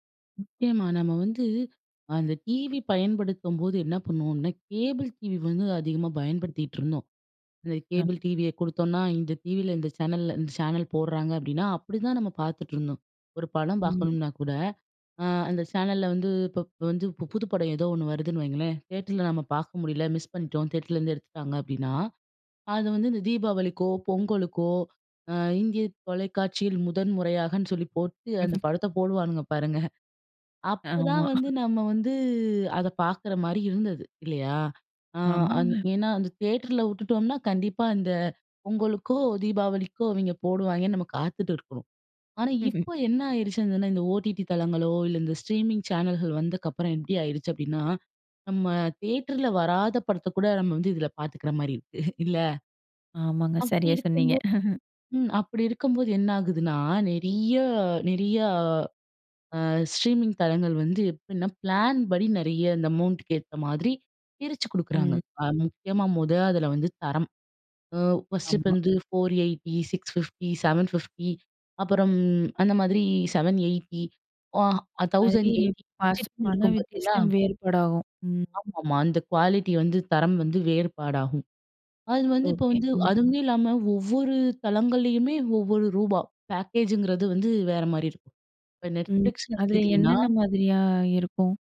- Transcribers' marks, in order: in English: "மிஸ்"; laugh; chuckle; drawn out: "வந்து"; in English: "ஸ்ட்ரீமிங்"; chuckle; drawn out: "நெறிய"; in English: "ஸ்ட்ரீமிங்"; in English: "பிளான்"; in English: "அமௌன்ட்டுக்கு"; in English: "ஃபர்ஸ்ட்டு"; in English: "குவாலிட்டி"; in English: "பேக்கேஜுங்கிறது"
- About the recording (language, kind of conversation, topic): Tamil, podcast, ஸ்ட்ரீமிங் சேவைகள் தொலைக்காட்சியை எப்படி மாற்றியுள்ளன?